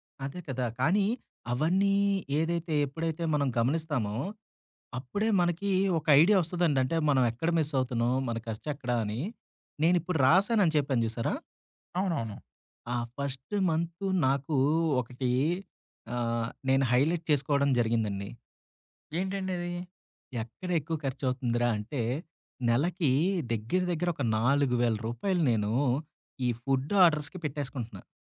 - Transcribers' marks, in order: in English: "హైలైట్"; in English: "ఫుడ్ ఆర్డర్స్‌కి"
- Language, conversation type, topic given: Telugu, podcast, పేపర్లు, బిల్లులు, రశీదులను మీరు ఎలా క్రమబద్ధం చేస్తారు?